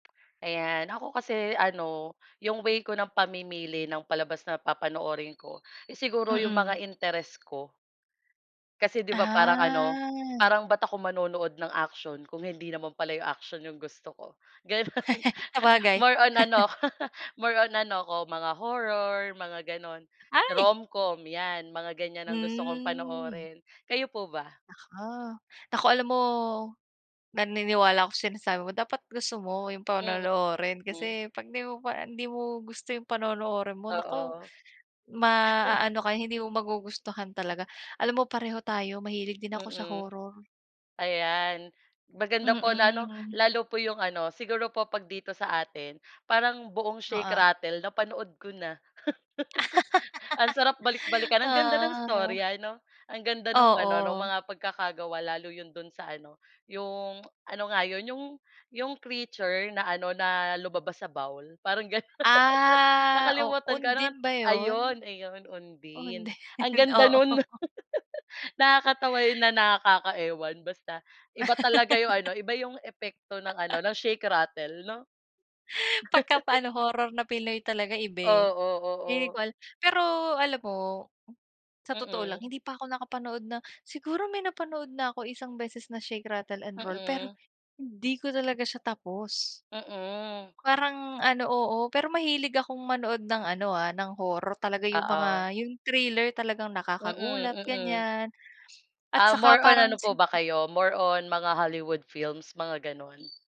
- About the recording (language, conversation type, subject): Filipino, unstructured, Paano mo pinipili ang mga palabas na gusto mong panoorin?
- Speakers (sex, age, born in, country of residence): female, 25-29, Philippines, Philippines; female, 30-34, Philippines, Philippines
- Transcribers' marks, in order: other background noise; drawn out: "Ah"; laugh; laughing while speaking: "gano'n. More on ano ako"; laugh; tapping; chuckle; chuckle; laugh; drawn out: "Ah"; laugh; laughing while speaking: "Undin, oo"; laugh; laugh; chuckle; laugh